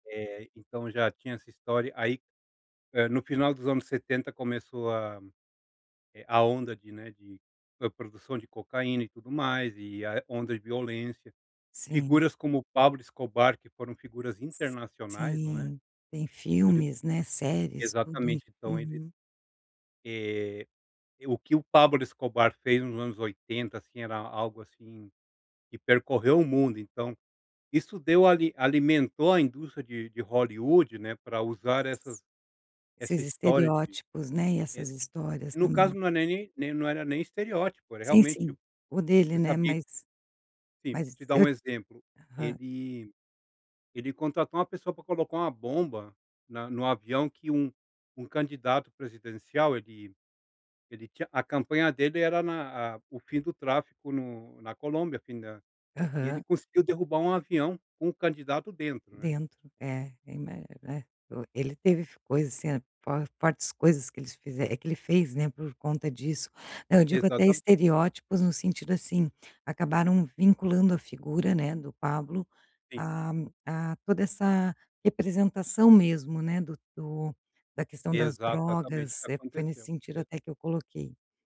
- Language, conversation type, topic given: Portuguese, podcast, Como você vê a representação racial no cinema atual?
- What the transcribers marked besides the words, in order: other background noise